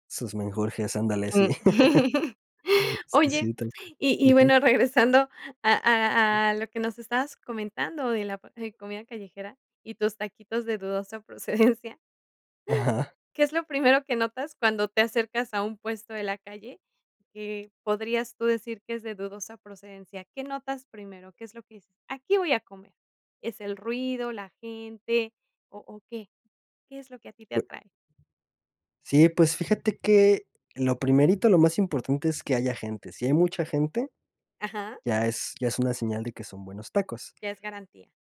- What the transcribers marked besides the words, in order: chuckle; other background noise; laughing while speaking: "procedencia"; other noise
- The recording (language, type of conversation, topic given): Spanish, podcast, ¿Qué te atrae de la comida callejera y por qué?
- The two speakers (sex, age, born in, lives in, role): female, 40-44, Mexico, Mexico, host; male, 25-29, Mexico, Mexico, guest